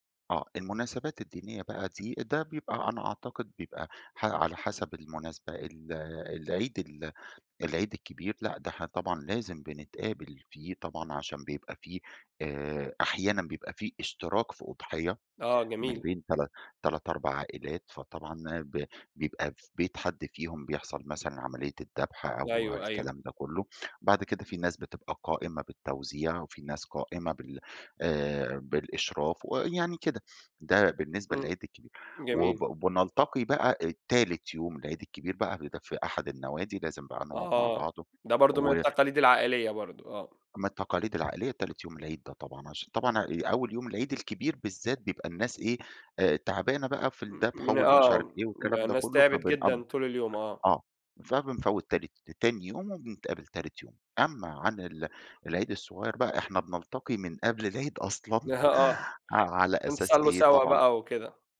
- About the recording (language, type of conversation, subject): Arabic, podcast, إزاي بتحتفلوا بالمناسبات التقليدية عندكم؟
- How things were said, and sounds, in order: tapping